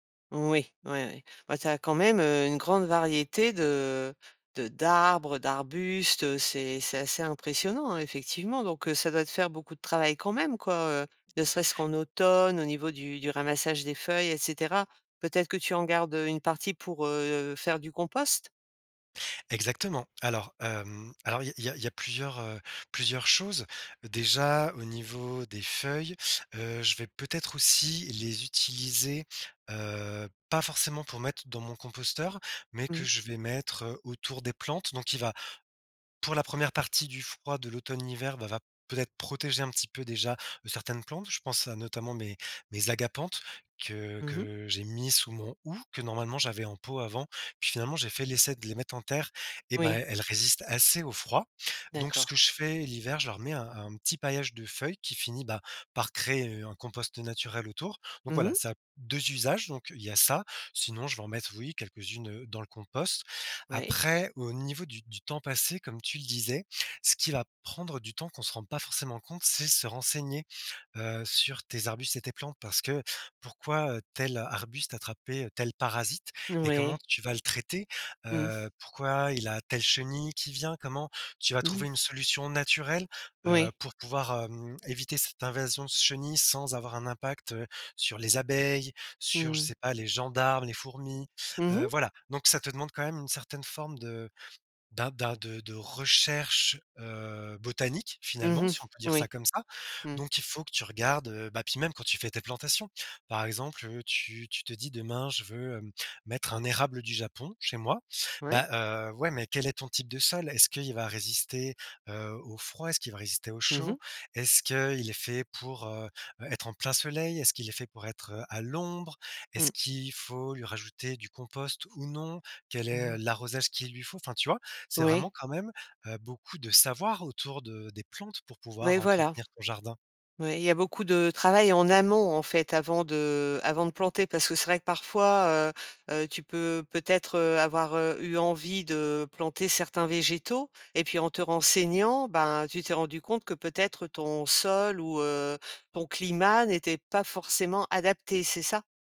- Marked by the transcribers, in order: stressed: "amont"
- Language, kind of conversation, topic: French, podcast, Comment un jardin t’a-t-il appris à prendre soin des autres et de toi-même ?